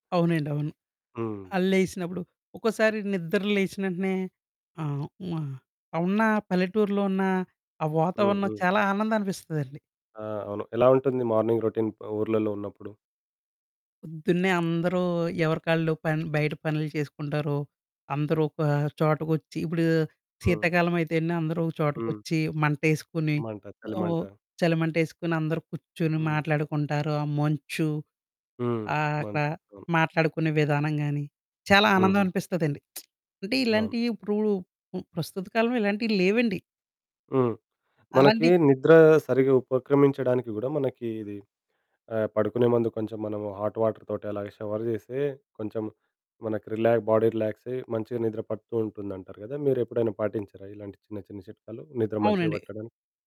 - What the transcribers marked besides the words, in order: other background noise; in English: "మార్నింగ్ రొటీన్"; lip smack; in English: "హాట్ వాటర్"; in English: "షవర్"; in English: "బాడీ"
- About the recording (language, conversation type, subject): Telugu, podcast, ఉదయం త్వరగా, చురుకుగా లేచేందుకు మీరు ఏమి చేస్తారు?